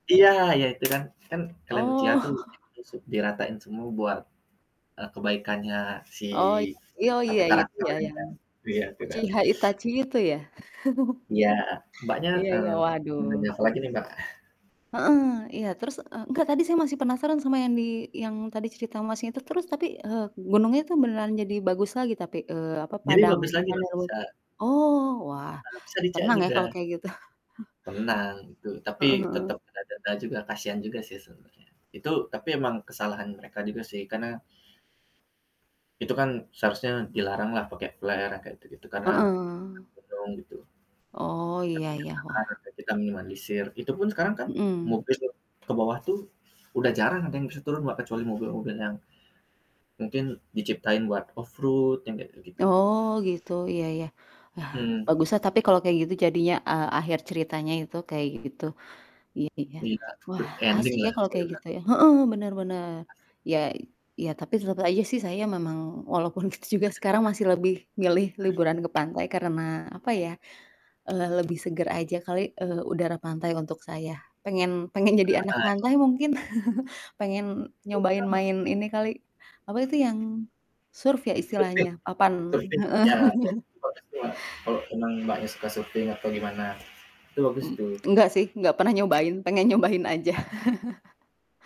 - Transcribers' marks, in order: static; other background noise; tapping; chuckle; unintelligible speech; distorted speech; chuckle; chuckle; unintelligible speech; laughing while speaking: "gitu"; chuckle; in English: "flare"; in English: "off road"; in English: "good ending-lah"; laughing while speaking: "kita"; throat clearing; chuckle; in English: "surf"; in English: "Surfing surfing"; unintelligible speech; chuckle; in English: "surfing"; laughing while speaking: "pengen nyobain aja"; chuckle
- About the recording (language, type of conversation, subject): Indonesian, unstructured, Anda lebih memilih liburan ke pantai atau ke pegunungan?